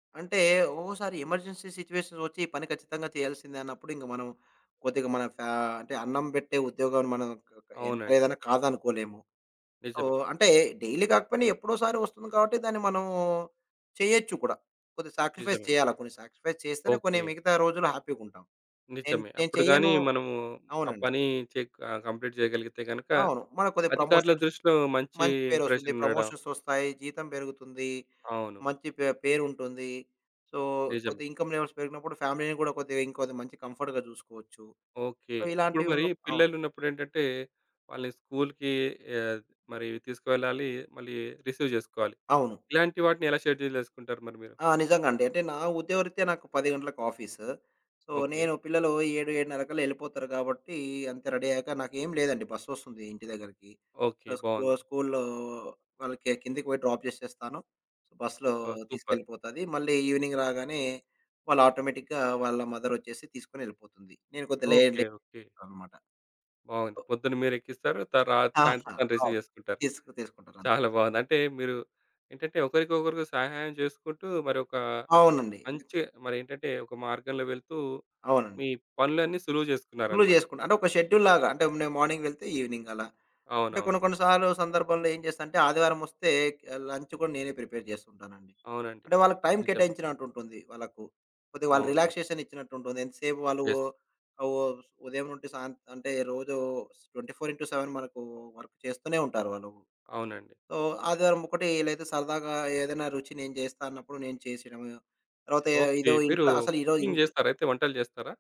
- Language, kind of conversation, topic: Telugu, podcast, కుటుంబంతో గడిపే సమయం కోసం మీరు ఏ విధంగా సమయ పట్టిక రూపొందించుకున్నారు?
- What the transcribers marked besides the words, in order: in English: "ఎమర్జెన్సీ సిట్యుయేషన్స్"; other background noise; in English: "సో"; in English: "డైలీ"; in English: "సాక్రిఫైజ్"; in English: "సాక్రిఫైజ్"; in English: "కంప్లీట్"; in English: "ప్రమోషన్స్"; in English: "ఇంప్రెషన్"; in English: "సో"; in English: "ఇన్‌కమ్ లెవెల్స్"; in English: "ఫ్యామిలీని"; in English: "కంఫర్ట్‌గా"; in English: "సో"; horn; in English: "రిసీవ్"; in English: "షెడ్యూల్"; in English: "సో"; in English: "రెడీ"; in English: "సో"; in English: "డ్రాప్"; in English: "సూపర్"; in English: "ఈవినింగ్"; in English: "ఆటోమేటిక్‌గా"; in English: "రిసీవ్"; in English: "షెడ్యూల్‌లాగా"; in English: "మార్నింగ్"; in English: "ఈవెనింగ్"; in English: "లంచ్"; in English: "ప్రిపేర్"; in English: "యెస్"; in English: "ట్వెంటీ ఫోర్ ఇన్ టు సెవెన్"; in English: "వర్క్"; in English: "సో"; in English: "కుుకింగ్"